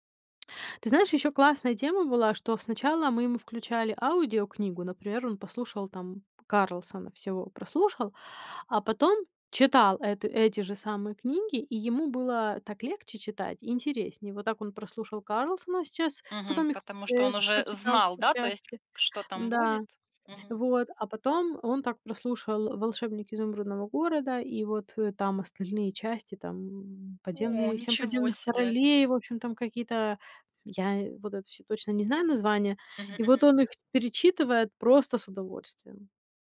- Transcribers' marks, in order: tapping
- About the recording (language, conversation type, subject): Russian, podcast, Как вы относитесь к экранному времени у детей?